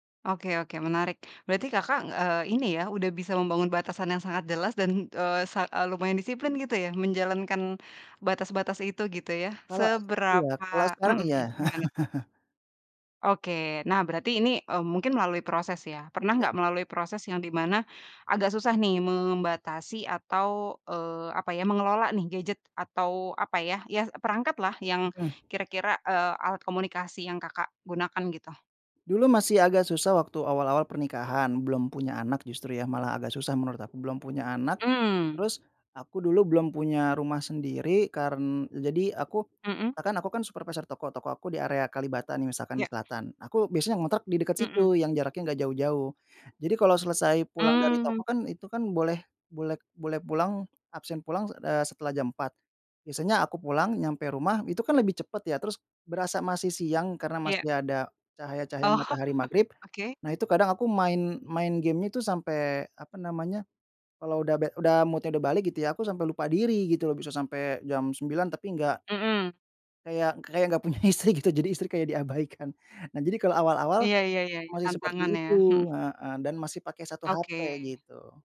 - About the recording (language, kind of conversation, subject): Indonesian, podcast, Bagaimana cara menetapkan batas penggunaan gawai yang realistis?
- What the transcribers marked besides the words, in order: tapping; chuckle; laughing while speaking: "Oh"; in English: "mood-nya"; laughing while speaking: "istri"